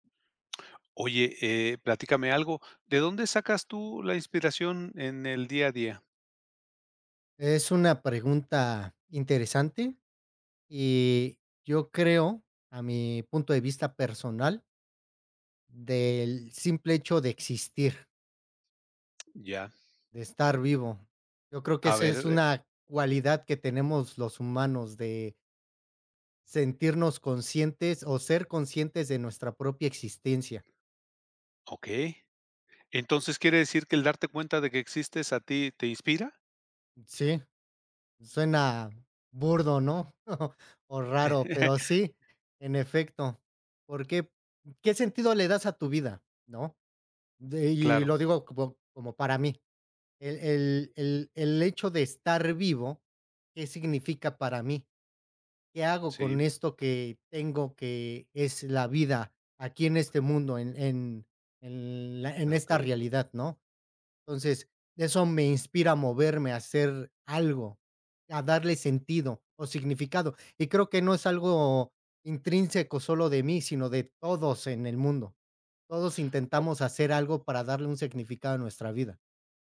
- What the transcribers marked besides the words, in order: tapping; chuckle; laugh
- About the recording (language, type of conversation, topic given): Spanish, podcast, ¿De dónde sacas inspiración en tu día a día?